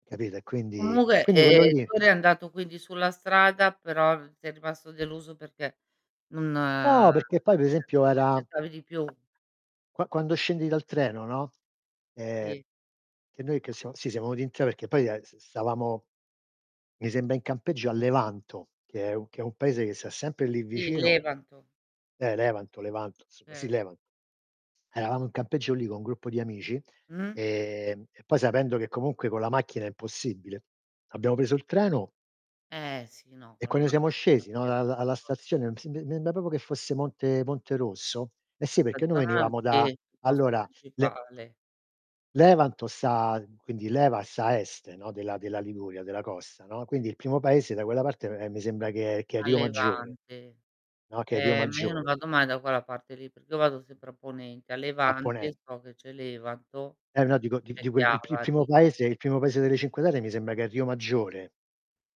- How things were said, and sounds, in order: "Comunque" said as "comugue"; distorted speech; drawn out: "non"; unintelligible speech; "per esempio" said as "presempio"; tapping; "Okay" said as "kay"; "quando" said as "quanno"; unintelligible speech; "proprio" said as "popio"; other noise
- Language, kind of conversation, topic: Italian, unstructured, Qual è stato il tuo viaggio più deludente e perché?